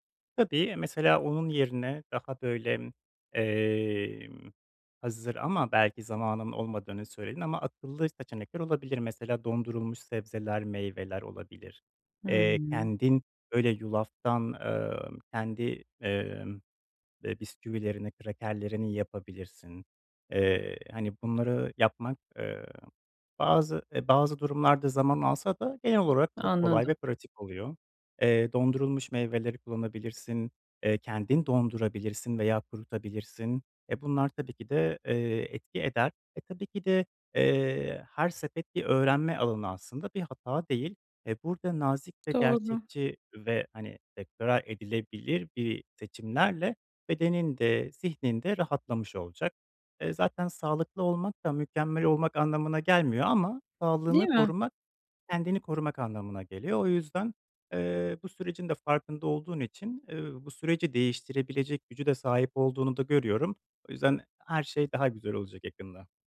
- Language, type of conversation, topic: Turkish, advice, Markette alışveriş yaparken nasıl daha sağlıklı seçimler yapabilirim?
- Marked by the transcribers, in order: unintelligible speech